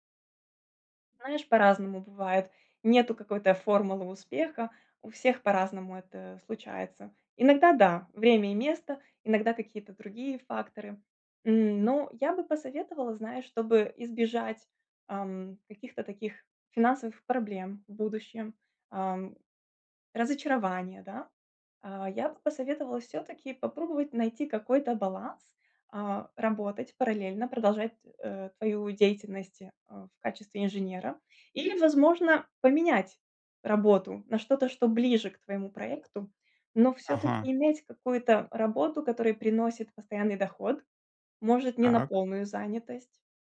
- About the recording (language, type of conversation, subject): Russian, advice, Как понять, стоит ли сейчас менять карьерное направление?
- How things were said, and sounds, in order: none